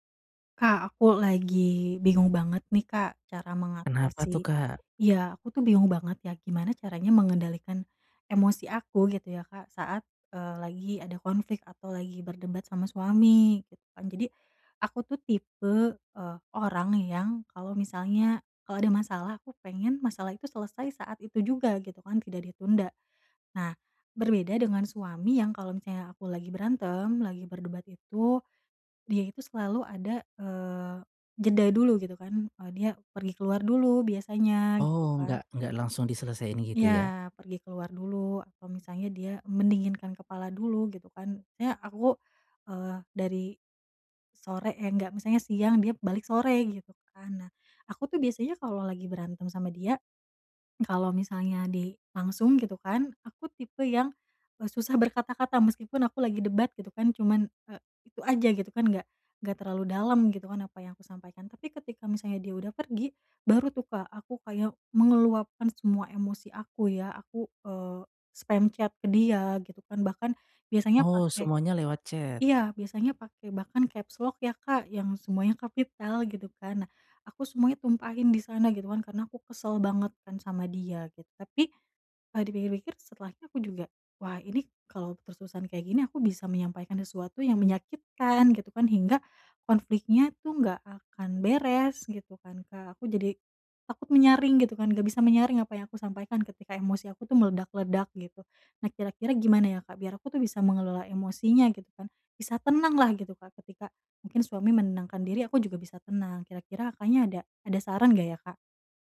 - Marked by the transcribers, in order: "meluapkan" said as "mengeluapkan"; in English: "chat"; in English: "capslock"; in English: "chat"; other background noise
- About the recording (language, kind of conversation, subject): Indonesian, advice, Bagaimana cara mengendalikan emosi saat berdebat dengan pasangan?